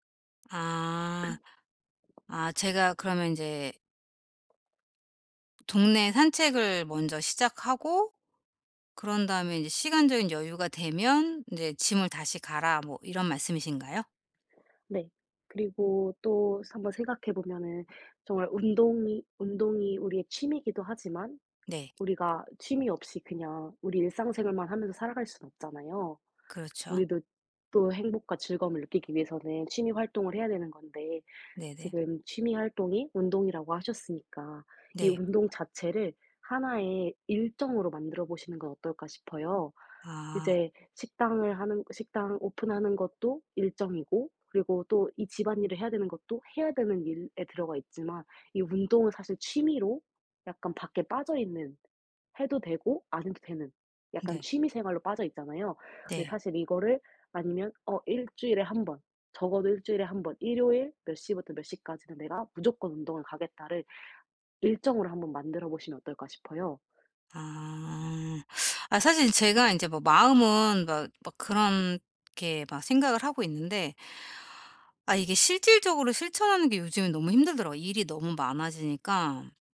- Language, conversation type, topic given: Korean, advice, 요즘 시간이 부족해서 좋아하는 취미를 계속하기가 어려운데, 어떻게 하면 꾸준히 유지할 수 있을까요?
- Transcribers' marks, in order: other background noise; throat clearing; tapping; in English: "짐을"; in English: "오픈하는"